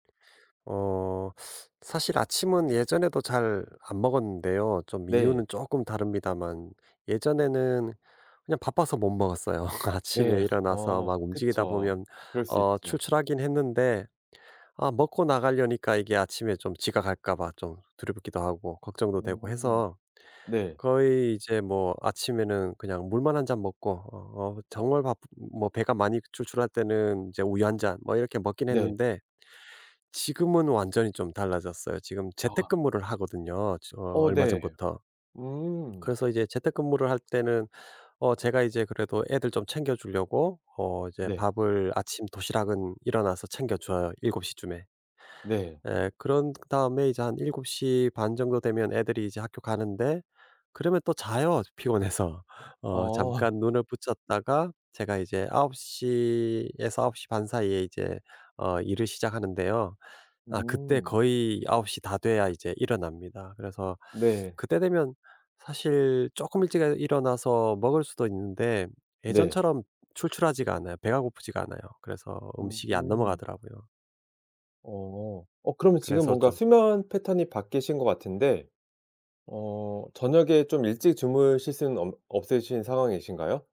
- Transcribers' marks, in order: laughing while speaking: "먹었어요"; laughing while speaking: "네"; laughing while speaking: "어"; other background noise
- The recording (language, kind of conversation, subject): Korean, advice, 과도하게 간식을 먹어서 자책감이 들고 중독이 될까 걱정되는데, 어떻게 하면 좋을까요?